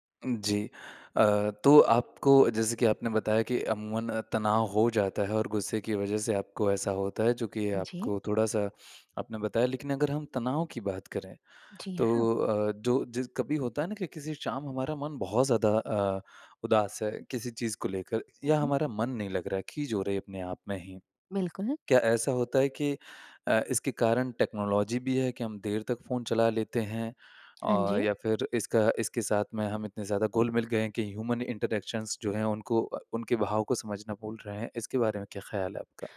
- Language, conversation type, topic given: Hindi, podcast, तनाव होने पर आप सबसे पहला कदम क्या उठाते हैं?
- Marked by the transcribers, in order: in English: "टेक्नोलॉज़ी"; in English: "ह्यूमन इंटरैक्शंस"